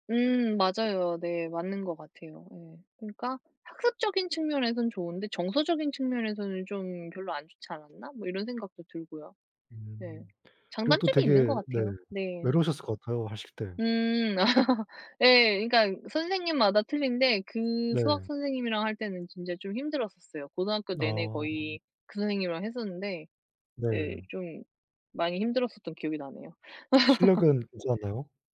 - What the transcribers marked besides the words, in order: other background noise; tapping; laugh; laugh
- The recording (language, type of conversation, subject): Korean, unstructured, 과외는 꼭 필요한가요, 아니면 오히려 부담이 되나요?